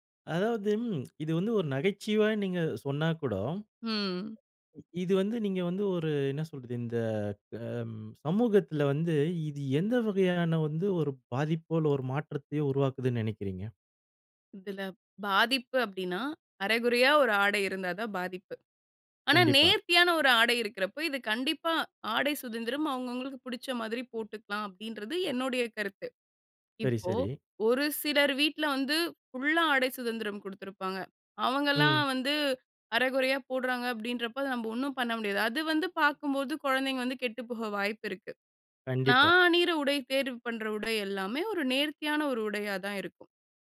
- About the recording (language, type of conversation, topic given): Tamil, podcast, புதிய தோற்றம் உங்கள் உறவுகளுக்கு எப்படி பாதிப்பு கொடுத்தது?
- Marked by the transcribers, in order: "நகைச்சுவயா" said as "நகைச்சுவா"; other noise; other background noise; horn